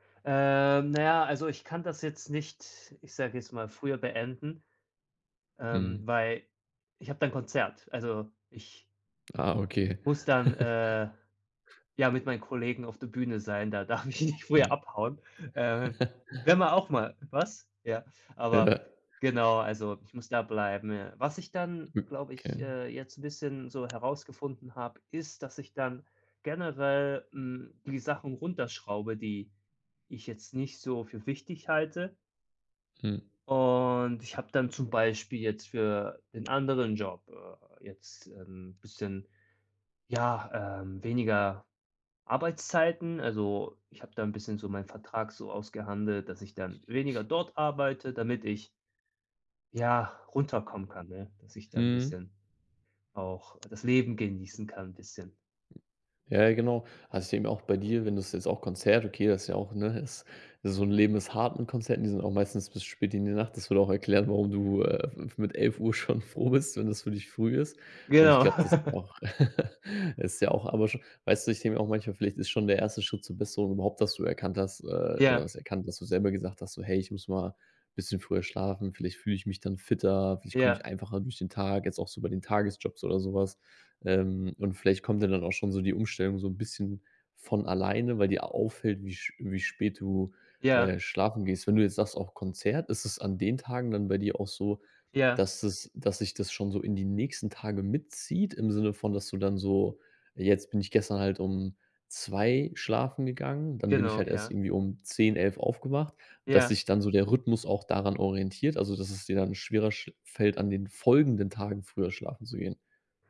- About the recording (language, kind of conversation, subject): German, advice, Warum gehst du abends nicht regelmäßig früher schlafen?
- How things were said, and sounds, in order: other background noise; chuckle; laughing while speaking: "darf ich nicht früher"; tapping; chuckle; chuckle; drawn out: "Und"; laughing while speaking: "schon froh bist"; chuckle